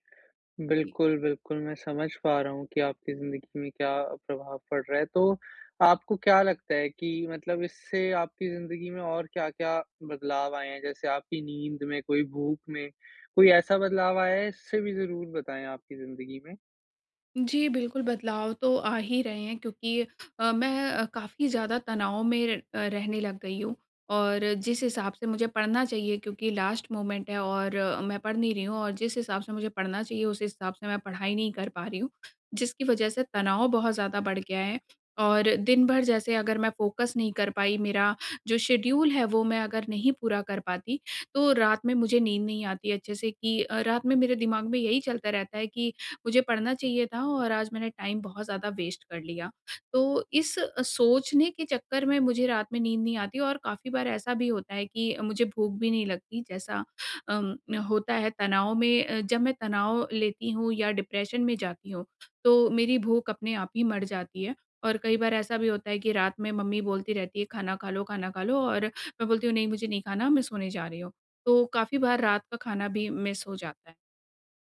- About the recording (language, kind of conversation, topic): Hindi, advice, मानसिक धुंधलापन और फोकस की कमी
- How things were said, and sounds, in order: in English: "लास्ट मोमेंट"; in English: "फ़ोकस"; in English: "शेड़्यूल"; in English: "टाइम"; in English: "वेस्ट"; in English: "डिप्रेशन"; in English: "मिस"